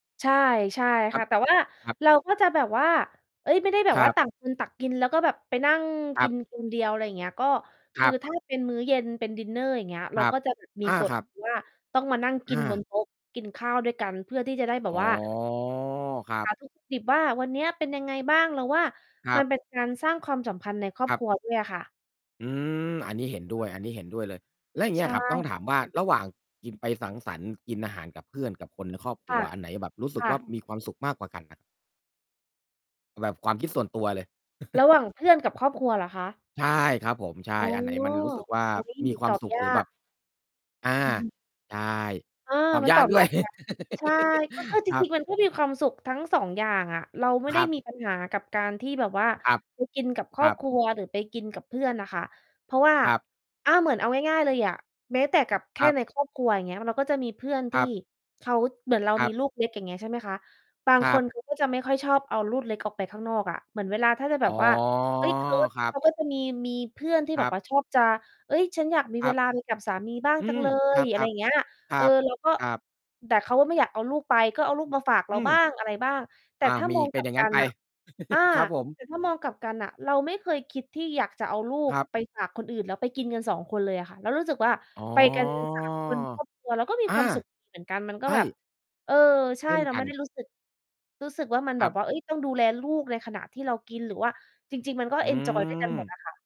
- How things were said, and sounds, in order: distorted speech; drawn out: "อ๋อ"; static; laugh; chuckle; laugh; laugh; drawn out: "อ๋อ"
- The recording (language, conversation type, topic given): Thai, unstructured, คุณคิดว่าการกินข้าวกับเพื่อนหรือคนในครอบครัวช่วยเพิ่มความสุขได้ไหม?